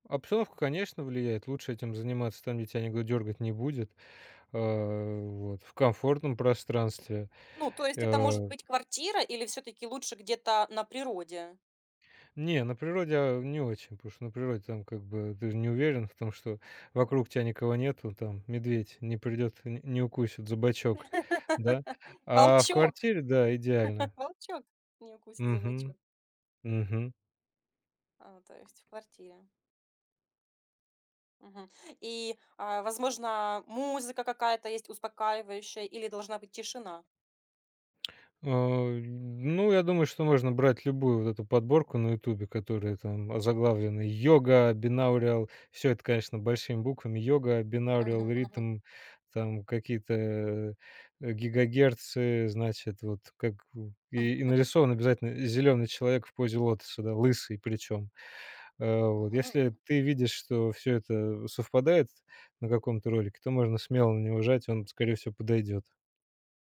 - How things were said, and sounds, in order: tapping; laugh; in English: "Yoga binaural"; in English: "Yoga binaural rhythm"; chuckle
- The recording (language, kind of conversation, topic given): Russian, podcast, Какие дыхательные техники вы пробовали и что у вас лучше всего работает?